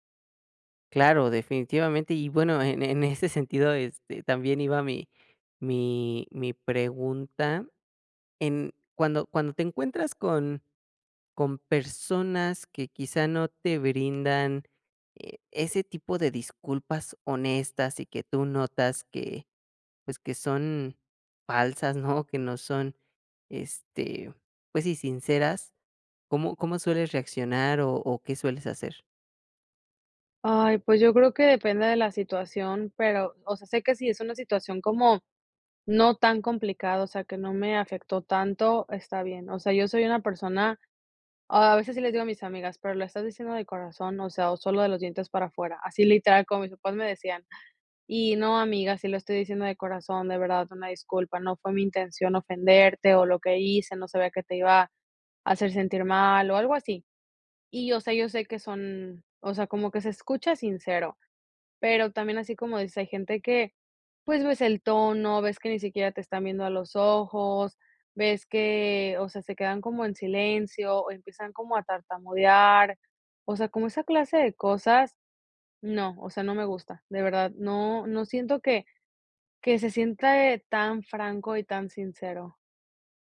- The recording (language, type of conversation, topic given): Spanish, podcast, ¿Cómo pides disculpas cuando metes la pata?
- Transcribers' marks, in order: none